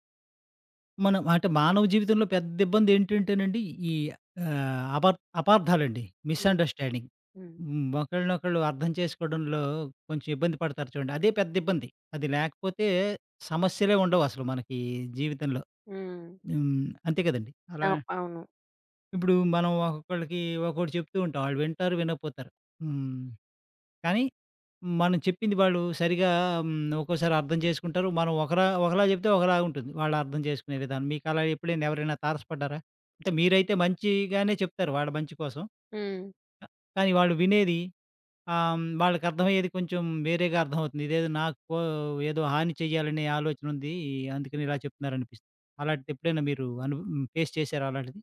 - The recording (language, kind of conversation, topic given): Telugu, podcast, ఒకే మాటను ఇద్దరు వేర్వేరు అర్థాల్లో తీసుకున్నప్పుడు మీరు ఎలా స్పందిస్తారు?
- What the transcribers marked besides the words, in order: in English: "మిసండర్‌స్టాండింగ్"; other background noise; in English: "ఫేస్"